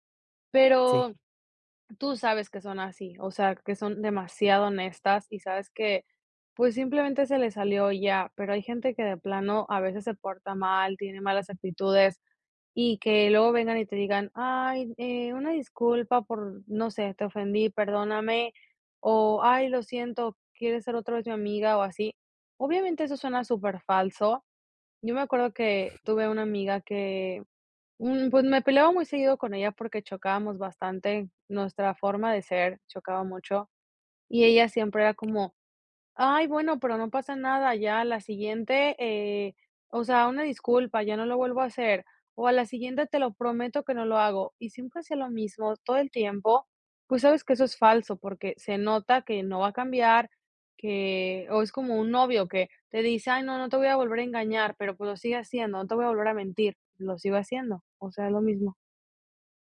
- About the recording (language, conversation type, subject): Spanish, podcast, ¿Cómo pides disculpas cuando metes la pata?
- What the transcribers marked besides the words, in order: none